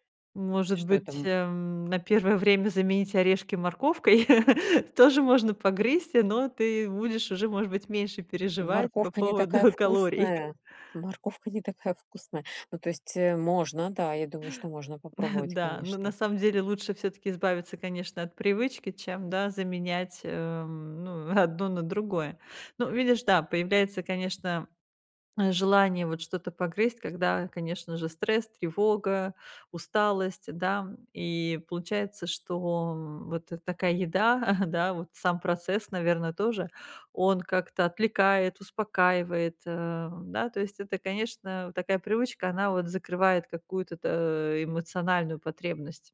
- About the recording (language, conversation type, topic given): Russian, advice, Как понять, почему у меня появляются плохие привычки?
- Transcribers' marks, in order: chuckle; background speech; chuckle; chuckle; chuckle; chuckle